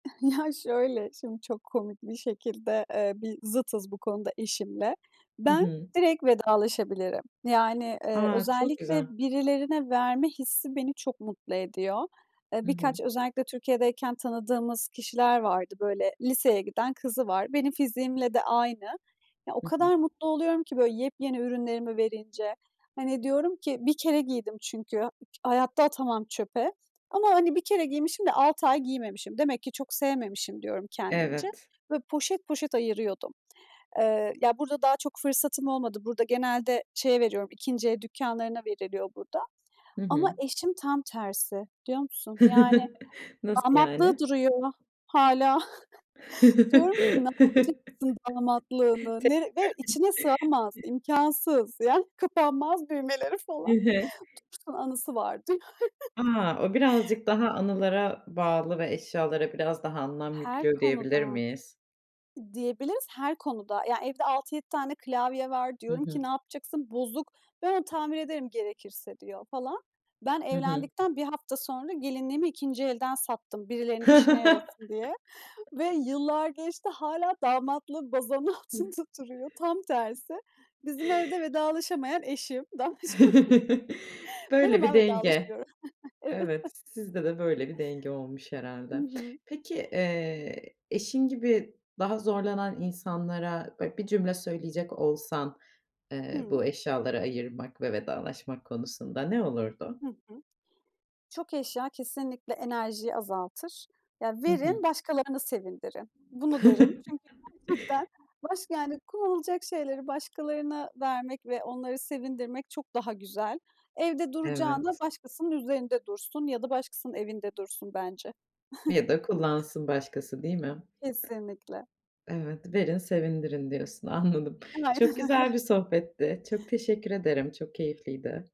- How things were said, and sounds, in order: chuckle; other background noise; other noise; tapping; chuckle; chuckle; unintelligible speech; chuckle; laughing while speaking: "Yani, kapanmaz düğmeleri falan"; chuckle; chuckle; chuckle; laughing while speaking: "altında duruyor"; chuckle; unintelligible speech; laughing while speaking: "Evet"; chuckle; chuckle; unintelligible speech; laughing while speaking: "Aynen öyle"
- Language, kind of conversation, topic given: Turkish, podcast, Küçük bir evi nasıl daha verimli kullanırsın?